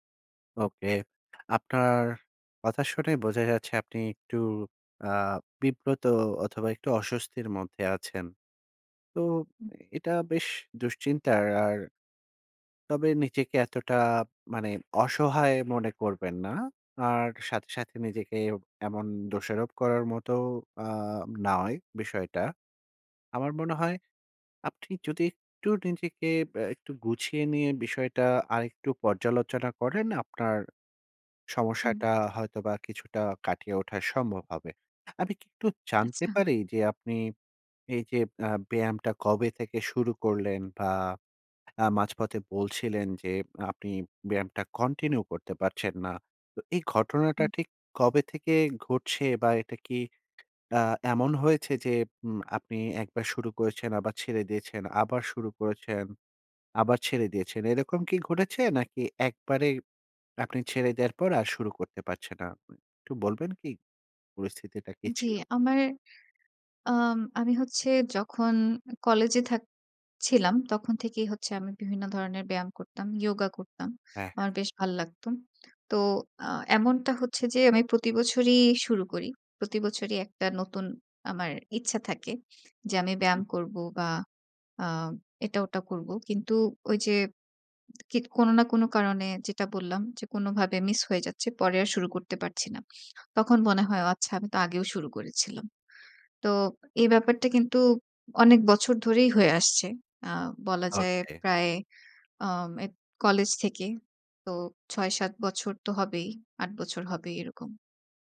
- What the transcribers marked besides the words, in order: in English: "continue"
- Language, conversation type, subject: Bengali, advice, ব্যায়াম মিস করলে কি আপনার অপরাধবোধ বা লজ্জা অনুভূত হয়?